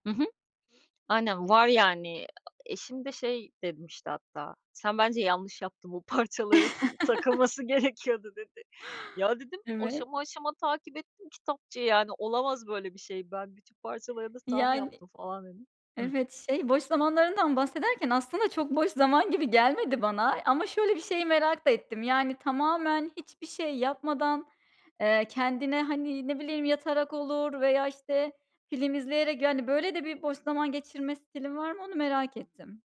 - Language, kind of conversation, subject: Turkish, podcast, Boş zamanlarını genelde nasıl değerlendiriyorsun?
- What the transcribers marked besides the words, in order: chuckle